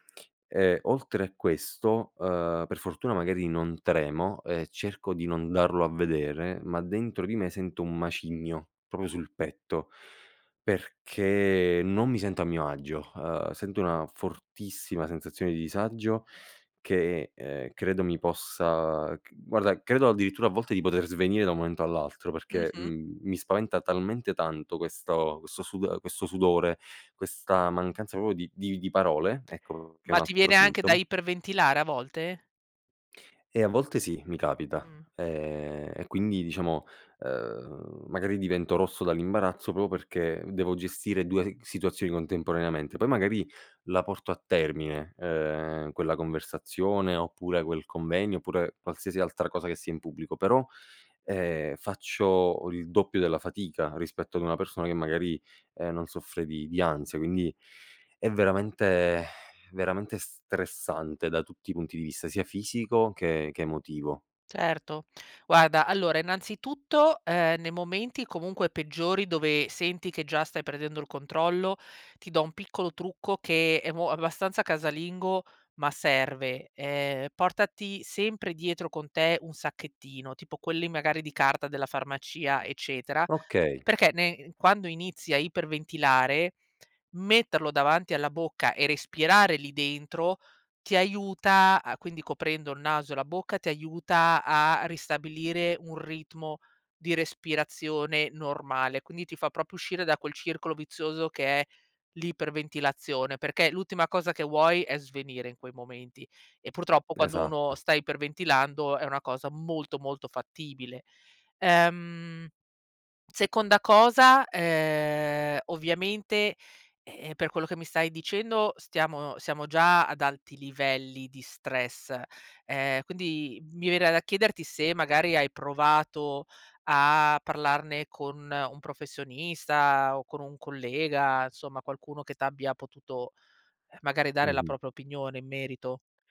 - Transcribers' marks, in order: "proprio" said as "propio"; "addirittura" said as "aldirittura"; "questo-" said as "questao"; "proprio" said as "propo"; "proprio" said as "propo"; exhale; tapping; "proprio" said as "propio"; "Insomma" said as "nsomma"; "propria" said as "propio"
- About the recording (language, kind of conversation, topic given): Italian, advice, Come posso superare la paura di parlare in pubblico o di esporre le mie idee in riunione?